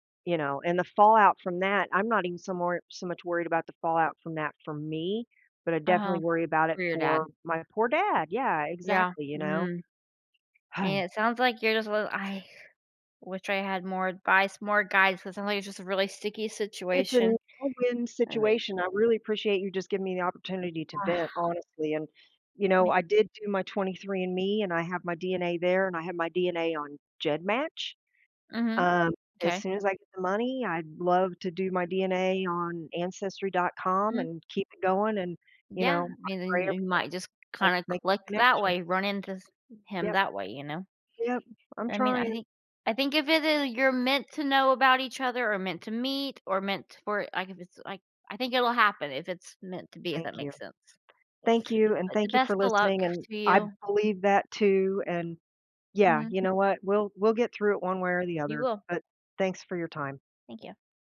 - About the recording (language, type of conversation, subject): English, advice, How can I forgive someone who hurt me?
- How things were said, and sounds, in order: other background noise; sigh; sigh